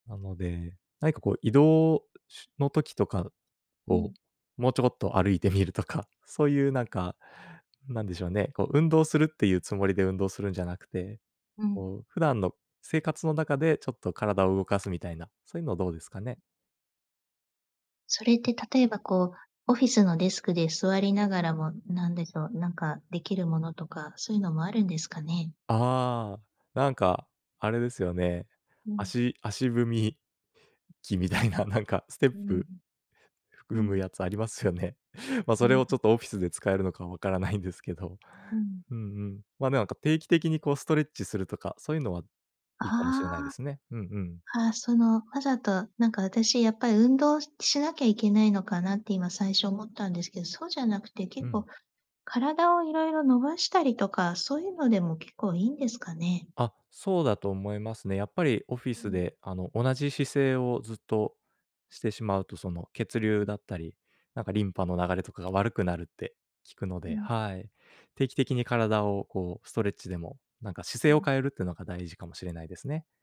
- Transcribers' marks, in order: laughing while speaking: "歩いてみるとか"; other background noise; laughing while speaking: "みたいな、なんか"; laughing while speaking: "ありますよね"; chuckle
- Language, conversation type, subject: Japanese, advice, 健康診断の結果を受けて生活習慣を変えたいのですが、何から始めればよいですか？